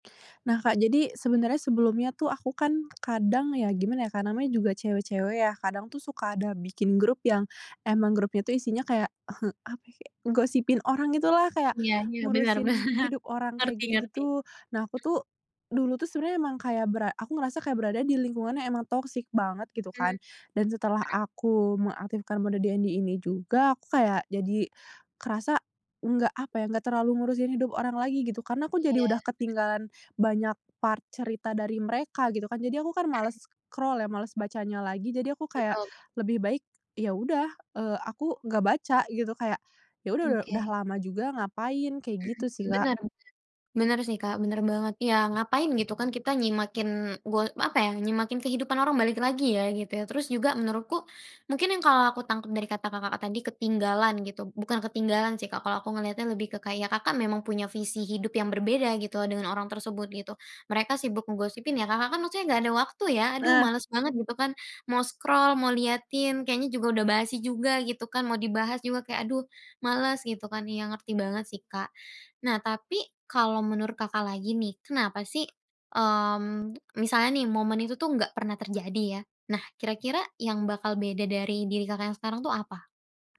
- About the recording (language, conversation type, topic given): Indonesian, podcast, Bisakah kamu menceritakan momen tenang yang membuatmu merasa hidupmu berubah?
- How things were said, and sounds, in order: other noise; laughing while speaking: "bener"; in English: "toxic"; in English: "DND"; in English: "part"; in English: "scroll"; in English: "scroll"